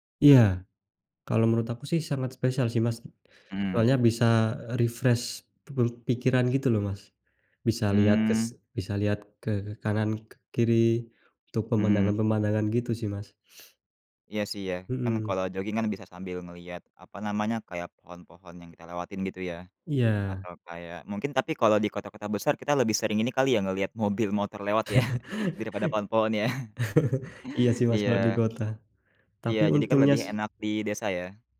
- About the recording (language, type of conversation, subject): Indonesian, unstructured, Hobi apa yang paling membuat kamu merasa bahagia?
- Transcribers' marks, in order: in English: "refresh"; snort; laugh; chuckle